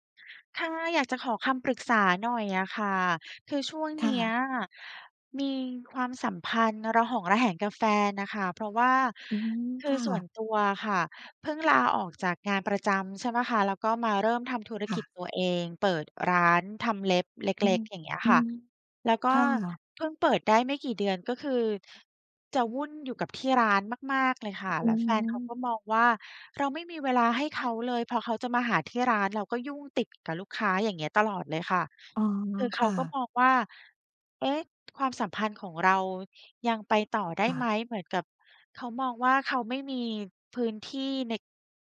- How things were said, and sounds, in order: none
- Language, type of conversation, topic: Thai, advice, ความสัมพันธ์ส่วนตัวเสียหายเพราะทุ่มเทให้ธุรกิจ